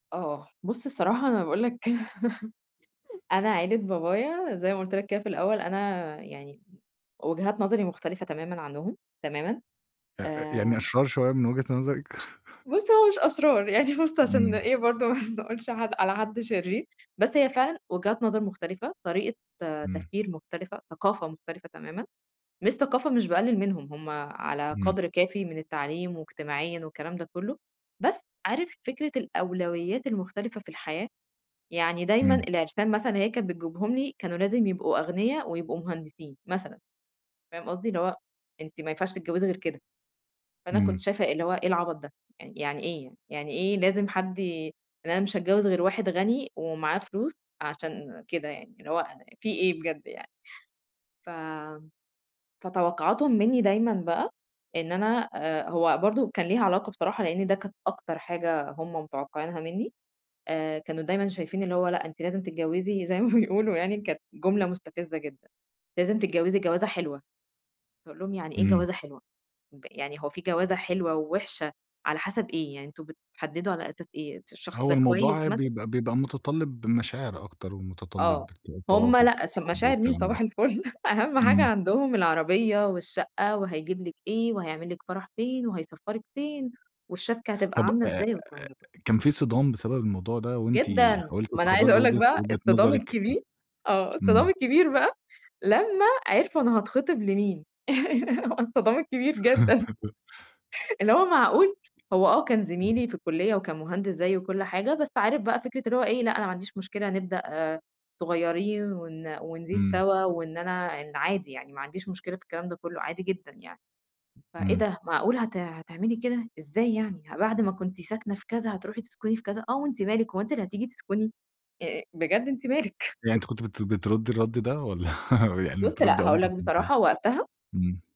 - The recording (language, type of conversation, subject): Arabic, podcast, إزاي تحط حدود لتوقعات عيلتك من غير ما يزعلوا قوي؟
- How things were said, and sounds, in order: laughing while speaking: "كده"; chuckle; laughing while speaking: "بص هو مش أشرار يعني … على حد شرير"; tapping; laughing while speaking: "ما بيقولوا يعني"; laugh; stressed: "جدًا"; giggle; laughing while speaking: "الصِدام الكبير جدًا"; laugh; unintelligible speech; laugh; laugh